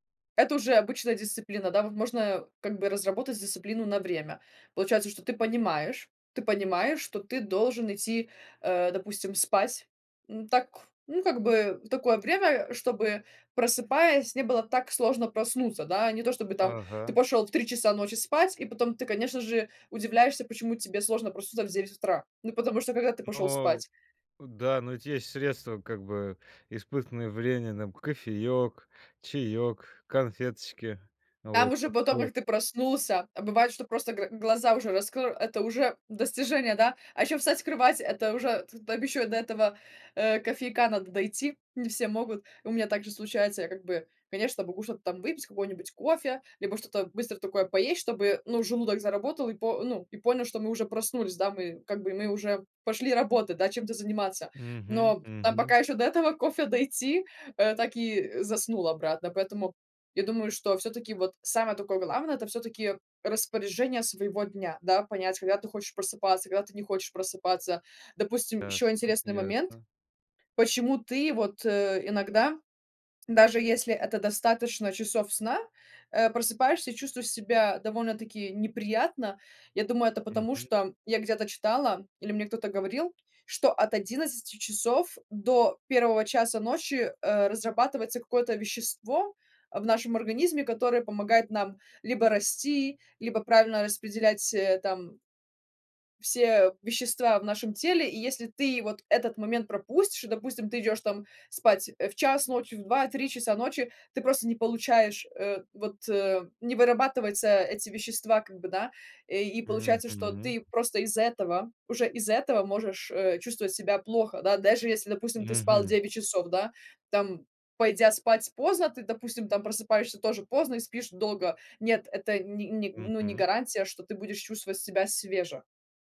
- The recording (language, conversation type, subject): Russian, podcast, Как ты находишь мотивацию не бросать новое дело?
- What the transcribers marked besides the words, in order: tapping; "временем" said as "врененым"; "раскрыл" said as "раскрл"